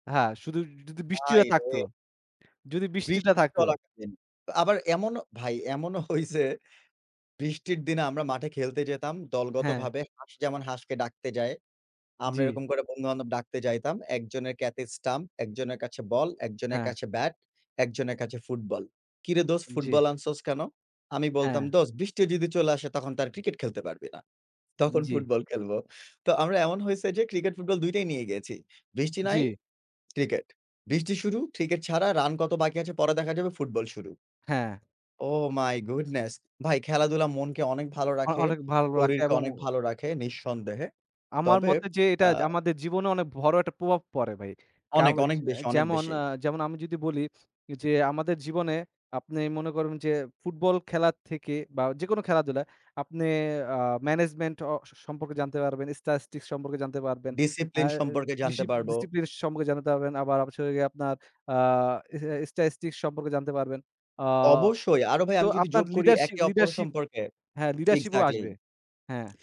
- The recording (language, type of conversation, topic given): Bengali, unstructured, কোন ধরনের খেলাধুলা তোমার সবচেয়ে ভালো লাগে?
- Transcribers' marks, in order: scoff; "কাছে" said as "কেথে"; laughing while speaking: "তখন ফুটবল খেলব"; tapping; in English: "Oh my goodness"; in English: "stastics"; "Statistics" said as "stastics"; in English: "Discipline"; in English: "Discipline"; in English: "stastics"; "Statistics" said as "stastics"